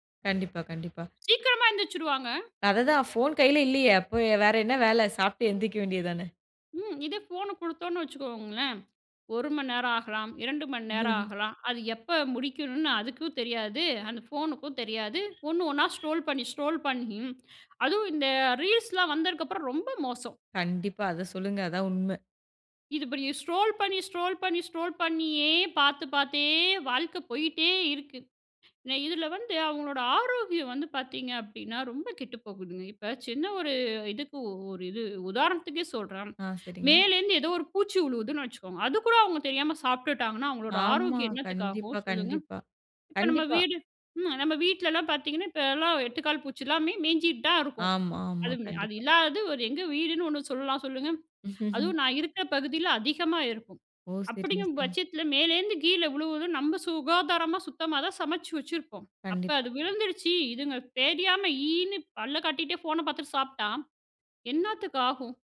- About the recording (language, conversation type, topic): Tamil, podcast, மொபைல் போனைக் கையிலேயே வைத்துக் கொண்டு உணவு சாப்பிடலாமா?
- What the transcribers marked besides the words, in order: other noise; other background noise; horn; chuckle; "ஸ்க்ரோல்" said as "ஸ்ட்ரோல்"; "ஸ்க்ரோல்" said as "ஸ்ட்ரோல்"; "ஸ்க்ரோல்" said as "ஸ்ட்ரோல்"; "ஸ்க்ரோல்" said as "ஸ்ட்ரோல்"; "ஸ்க்ரோல்" said as "ஸ்ட்ரோல்"; chuckle